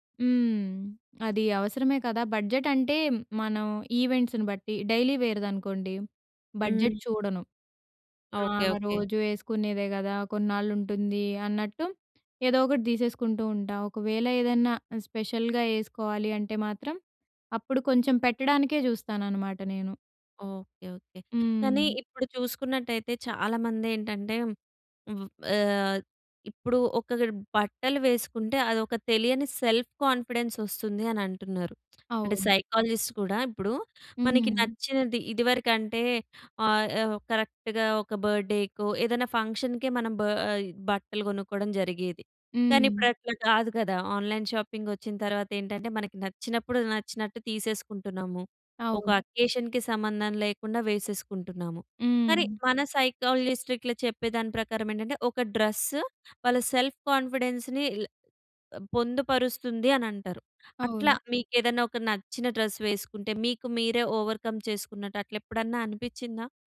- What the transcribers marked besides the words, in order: in English: "బడ్జెట్"; in English: "ఈవెంట్స్‌ని"; in English: "డైలీ"; in English: "బడ్జెట్"; in English: "స్పెషల్‌గా"; in English: "సెల్ఫ్"; other background noise; in English: "సైకాలజిస్ట్"; in English: "కరెక్ట్‌గా"; in English: "బర్త్‌డేకో"; in English: "ఫంక్షన్‌కే"; in English: "ఆన్‌లైన్ షాపింగ్"; in English: "అకేషన్‌కి"; in English: "సైకాలజిస్ట్"; in English: "సెల్ఫ్ కాన్ఫిడెన్స్‌ని"; in English: "డ్రెస్"; in English: "ఓవర్‌కమ్"
- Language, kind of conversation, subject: Telugu, podcast, సౌకర్యం కంటే స్టైల్‌కి మీరు ముందుగా ఎంత ప్రాధాన్యం ఇస్తారు?